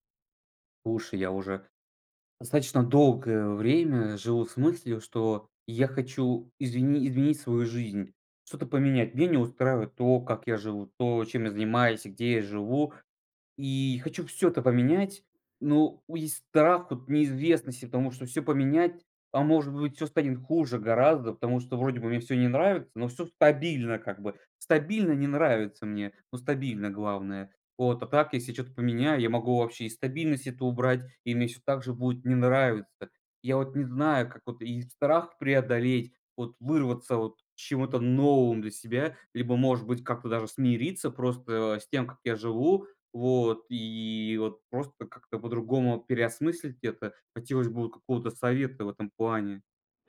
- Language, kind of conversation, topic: Russian, advice, Как сделать первый шаг к изменениям в жизни, если мешает страх неизвестности?
- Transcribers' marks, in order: stressed: "стабильно"